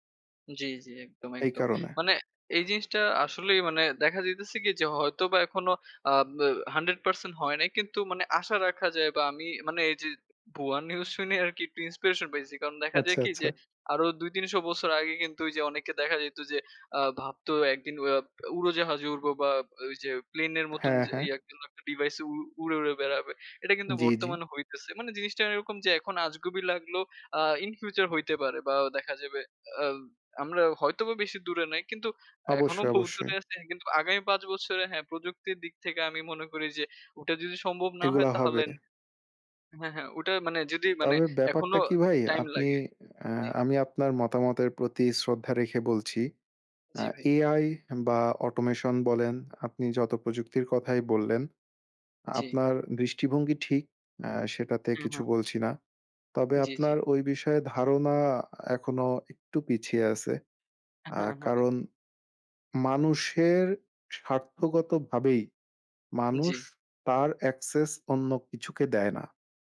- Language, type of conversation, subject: Bengali, unstructured, আপনার জীবনে প্রযুক্তি সবচেয়ে বড় কোন ইতিবাচক পরিবর্তন এনেছে?
- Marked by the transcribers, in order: other background noise; "শুনে" said as "শুইনে"; laughing while speaking: "বহুত দূরে"; tapping